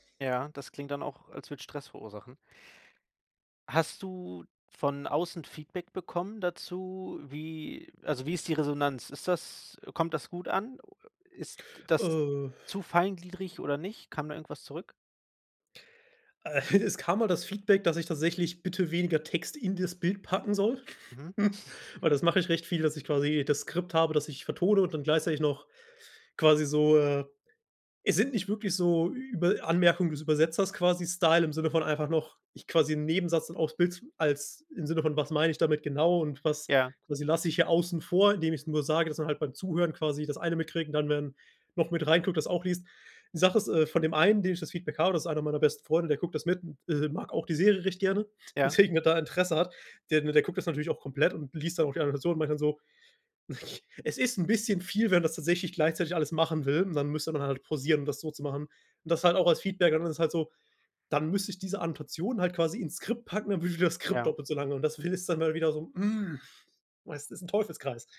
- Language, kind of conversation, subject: German, advice, Wie blockiert dich Perfektionismus bei deinen Projekten und wie viel Stress verursacht er dir?
- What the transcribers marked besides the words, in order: other noise; laughing while speaking: "Äh, es"; chuckle; laughing while speaking: "weswegen"; chuckle